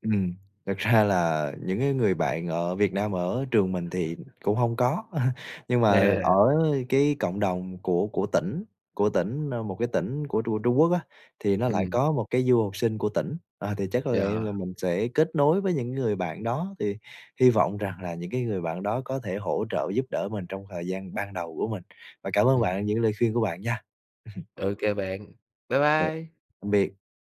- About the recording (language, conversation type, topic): Vietnamese, advice, Bạn làm thế nào để bớt choáng ngợp vì chưa thành thạo ngôn ngữ ở nơi mới?
- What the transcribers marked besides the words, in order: laughing while speaking: "ra"; laugh; other background noise; laugh; tapping